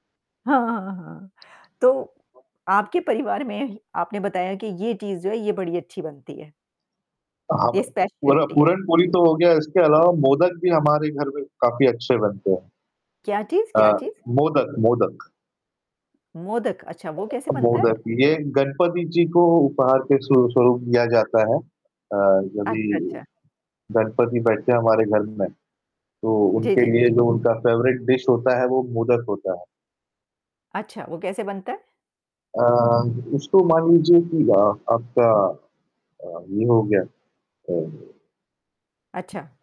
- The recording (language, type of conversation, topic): Hindi, unstructured, आप दोस्तों के साथ बाहर खाना पसंद करेंगे या घर पर मिलकर खाना बनाएँगे?
- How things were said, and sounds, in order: static; laughing while speaking: "परिवार में"; distorted speech; in English: "स्पेशियलिटी"; in English: "फ़ेवरेट डिश"; other background noise